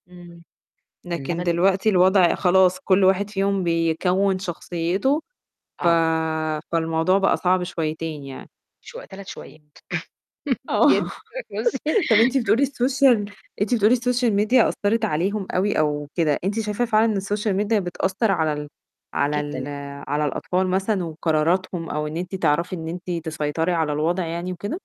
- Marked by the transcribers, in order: static; laughing while speaking: "آه"; in English: "السوشيال"; in English: "السوشيال ميديا"; chuckle; laughing while speaking: "جدًا بُصوا"; in English: "السوشيال ميديا"
- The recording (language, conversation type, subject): Arabic, podcast, قد إيه العيلة بتأثر على قراراتك اليومية؟